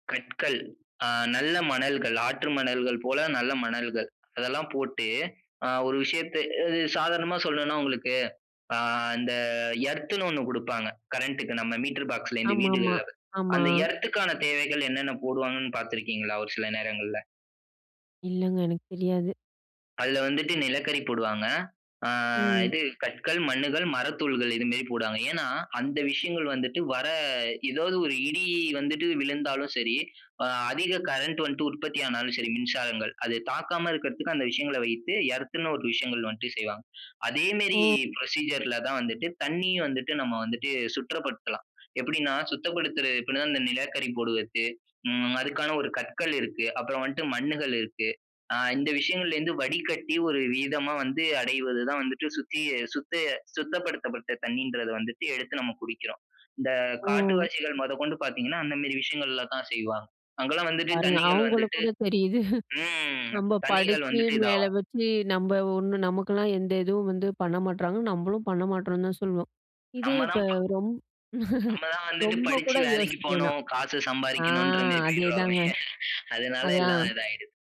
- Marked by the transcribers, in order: drawn out: "அ இந்த"; drawn out: "அ"; "மாதிரி" said as "மேரி"; "மாரி" said as "மேரி"; "சுத்தப்படுத்தலாம்" said as "சுற்றப்படுத்தலாம்"; "விதமா" said as "வீதமா"; "மாதிரி" said as "மேரி"; drawn out: "ம்"; chuckle; "மாட்டோம்னு" said as "மாட்றோம்னு"; chuckle; "மாதிரி" said as "மேரி"; chuckle
- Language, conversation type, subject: Tamil, podcast, நீர் சேமிப்பதற்கான எளிய வழிகள் என்ன?